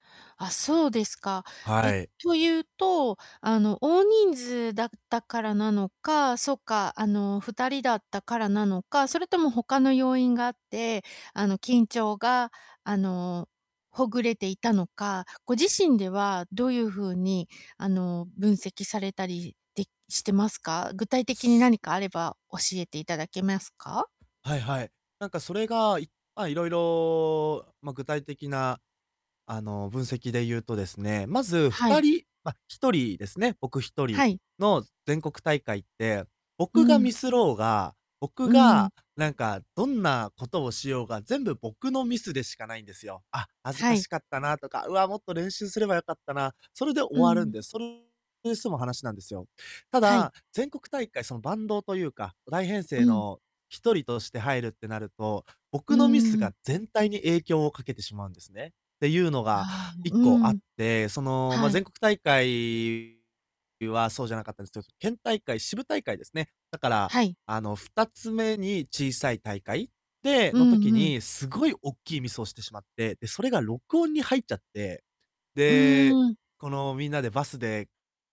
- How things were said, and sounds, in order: other background noise; distorted speech
- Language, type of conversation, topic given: Japanese, advice, 短時間で緊張をリセットして、すぐに落ち着くにはどうすればいいですか？